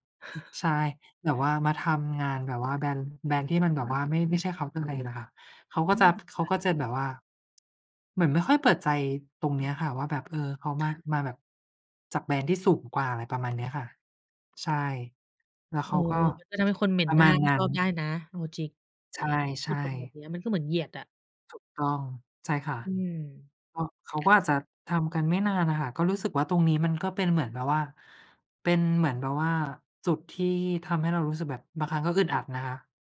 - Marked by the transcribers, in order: other background noise
- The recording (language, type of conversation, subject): Thai, unstructured, คุณเคยรู้สึกท้อแท้กับงานไหม และจัดการกับความรู้สึกนั้นอย่างไร?